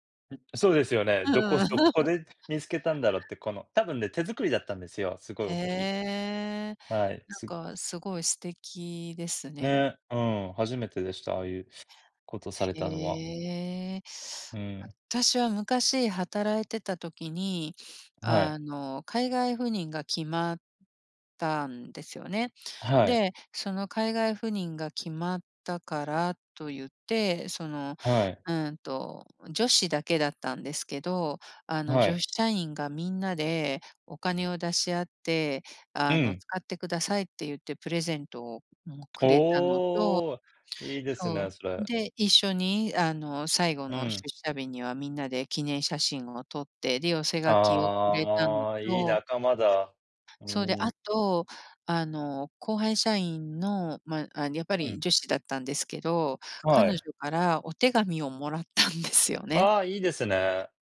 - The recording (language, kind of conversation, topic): Japanese, unstructured, 仕事中に経験した、嬉しいサプライズは何ですか？
- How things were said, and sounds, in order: laughing while speaking: "うん"; laugh; laughing while speaking: "もらったんですよね"